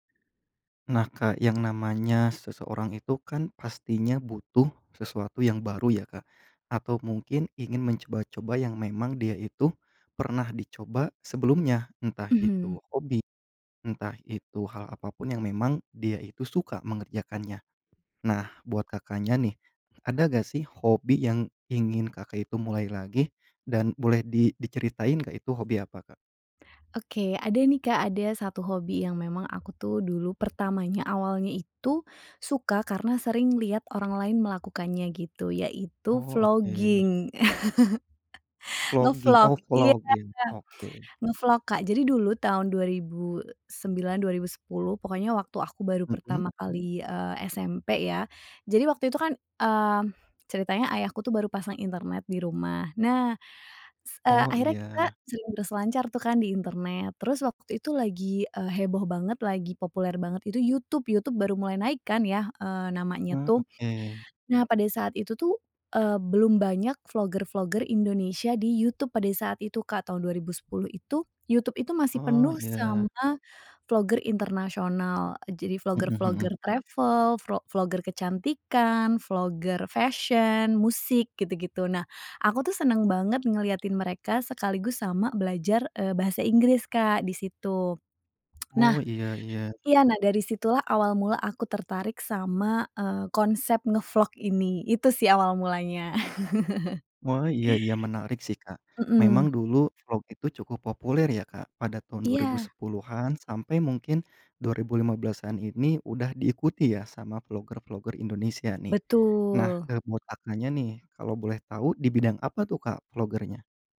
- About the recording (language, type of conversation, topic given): Indonesian, podcast, Ceritakan hobi lama yang ingin kamu mulai lagi dan alasannya
- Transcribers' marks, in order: other background noise; in English: "vlogging"; laugh; in English: "Vlogging"; in English: "vlogging"; in English: "travel"; tapping; tsk; laugh